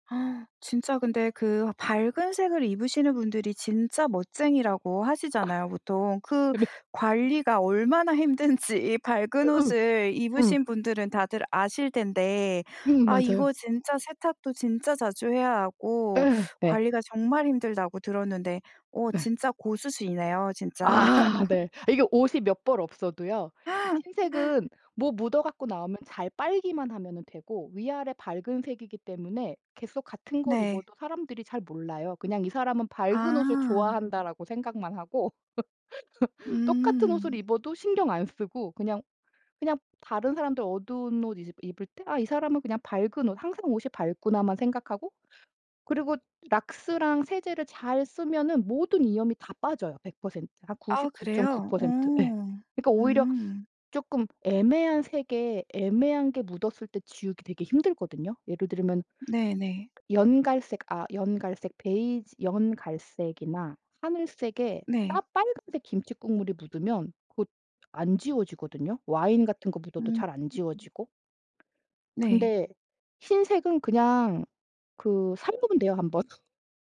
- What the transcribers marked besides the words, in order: gasp; laugh; laugh; laughing while speaking: "근데"; laugh; laughing while speaking: "힘든지"; other noise; teeth sucking; laugh; laugh; laugh; other background noise
- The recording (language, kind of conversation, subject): Korean, podcast, 어떤 옷을 입으면 자신감이 생기나요?